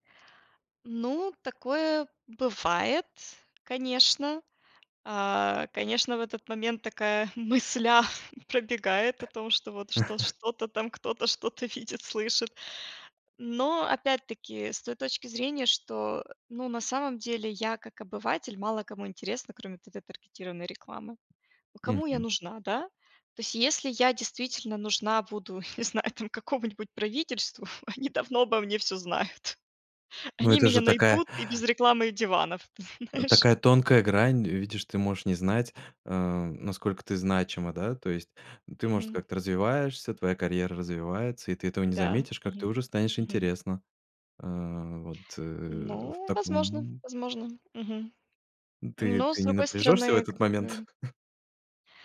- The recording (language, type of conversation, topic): Russian, podcast, Что будет с личной приватностью, если технологии станут умнее?
- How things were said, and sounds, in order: laughing while speaking: "мысля"; other noise; chuckle; laughing while speaking: "не знаю там, какому-нибудь"; chuckle; laughing while speaking: "они давно обо мне всё знают"; laughing while speaking: "знаешь"; chuckle